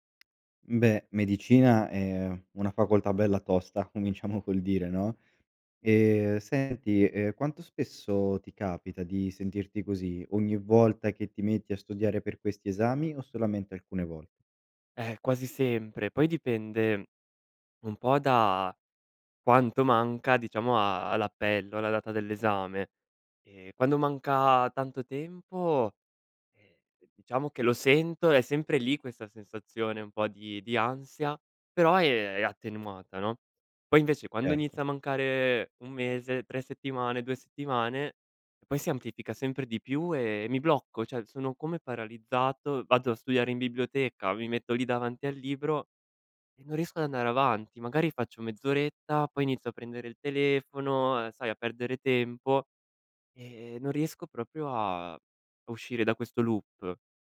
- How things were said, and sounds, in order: "cioè" said as "ceh"; "proprio" said as "propio"
- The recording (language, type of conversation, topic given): Italian, advice, Perché mi sento in colpa o in ansia quando non sono abbastanza produttivo?